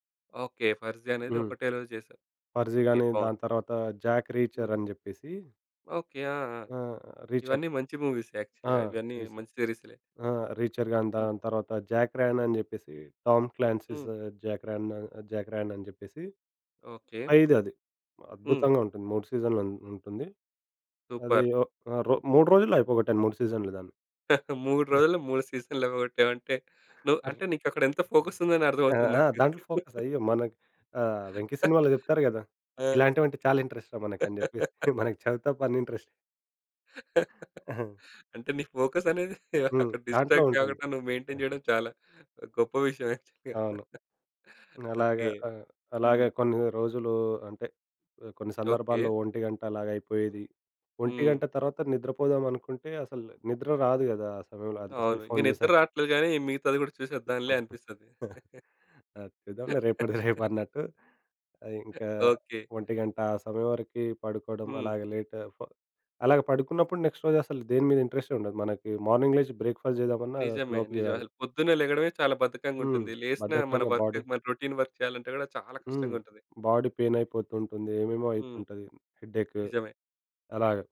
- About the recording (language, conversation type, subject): Telugu, podcast, ఫోకస్ కోల్పోయినప్పుడు మళ్లీ దృష్టిని ఎలా కేంద్రీకరిస్తారు?
- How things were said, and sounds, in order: in English: "మూవీస్ యాక్చువల్‌గా"; in English: "సూపర్"; chuckle; other noise; in English: "ఫోకస్"; in English: "ఫోకస్"; laugh; chuckle; in English: "ఇంట్రెస్ట్"; laugh; chuckle; in English: "ఇంట్రెస్ట్"; laughing while speaking: "అంటే నీ ఫోకసనేది అక్కడ డిస్ట్రాక్ట్ … గొప్ప విషయం యాక్చువల్‌గా"; chuckle; in English: "డిస్ట్రాక్ట్"; in English: "మెయింటైన్"; giggle; tapping; in English: "యాక్చువల్‌గా"; laughing while speaking: "ఆ చూద్దాం లె రేపటిది రేపన్నట్టు"; chuckle; laugh; in English: "లేట్"; in English: "నెక్స్ట్"; in English: "మార్నింగ్"; in English: "బ్రేక్‌ఫాస్ట్"; in English: "వర్క్"; in English: "బాడీ"; in English: "రౌటీన్ వర్క్"; in English: "బాడీ"; in English: "హెడ్‌ఎక్"